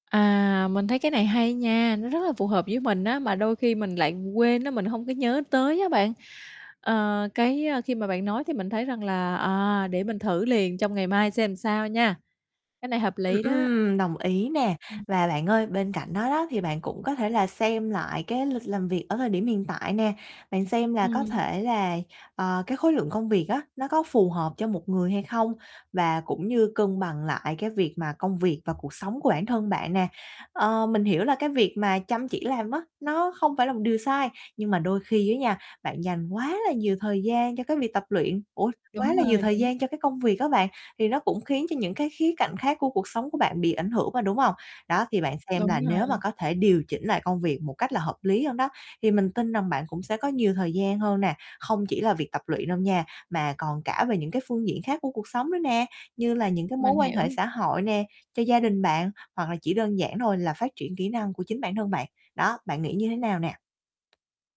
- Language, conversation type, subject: Vietnamese, advice, Làm sao để cân bằng thời gian và bắt đầu tập luyện?
- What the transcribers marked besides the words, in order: static; tapping; "làm" said as "ừn"; other background noise